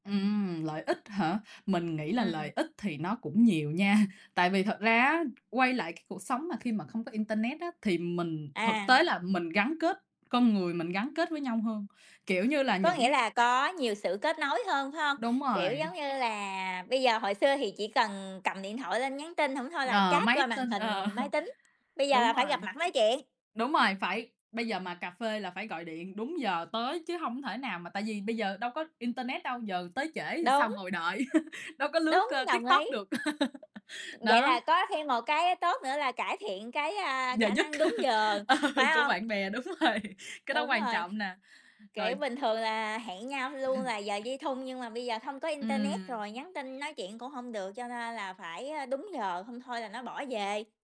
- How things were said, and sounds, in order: laughing while speaking: "nha"; tapping; other background noise; laughing while speaking: "ờ"; chuckle; chuckle; laugh; chuckle; laughing while speaking: "ờ"; laughing while speaking: "rồi"; chuckle
- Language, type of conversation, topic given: Vietnamese, unstructured, Bạn sẽ phản ứng thế nào nếu một ngày thức dậy và nhận ra mình đang sống trong một thế giới không có internet?